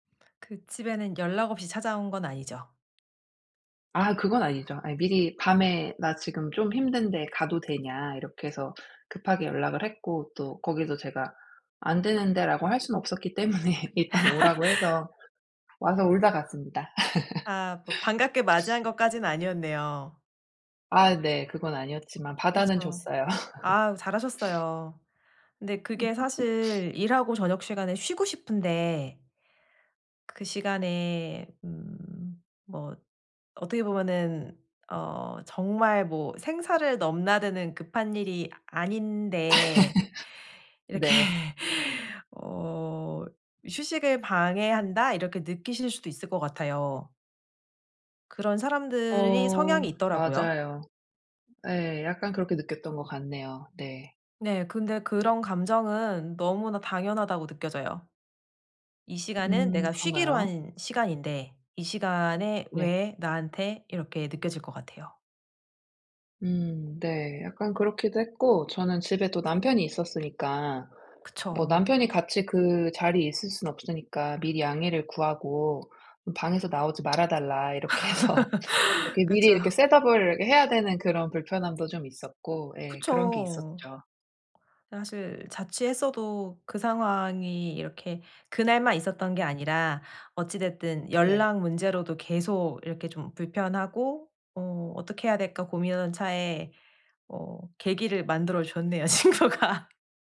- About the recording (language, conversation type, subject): Korean, advice, 친구들과 건강한 경계를 정하고 이를 어떻게 의사소통할 수 있을까요?
- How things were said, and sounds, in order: other background noise; laugh; laughing while speaking: "때문에 일단"; laugh; sniff; laugh; sniff; laugh; sniff; laugh; laughing while speaking: "이렇게"; laughing while speaking: "이렇게 해서"; laugh; in English: "셋업을"; laughing while speaking: "친구가"